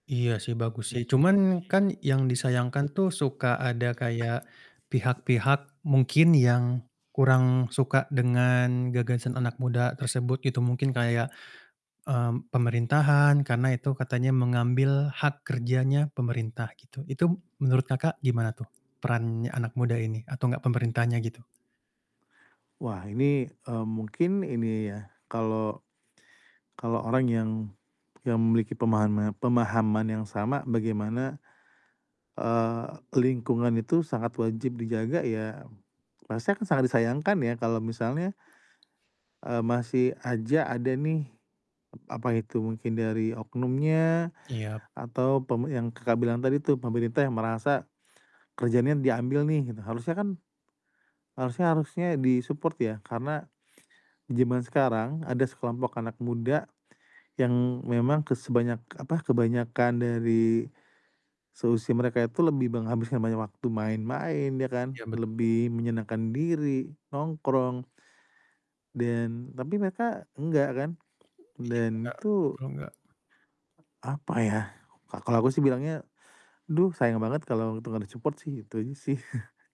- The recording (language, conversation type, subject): Indonesian, podcast, Menurut Anda, mengapa gotong royong masih relevan hingga sekarang?
- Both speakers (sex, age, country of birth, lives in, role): male, 25-29, Indonesia, Indonesia, host; male, 35-39, Indonesia, Indonesia, guest
- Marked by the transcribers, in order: distorted speech; background speech; mechanical hum; tapping; other street noise; other background noise; static; in English: "di-support"; in English: "di-support"; chuckle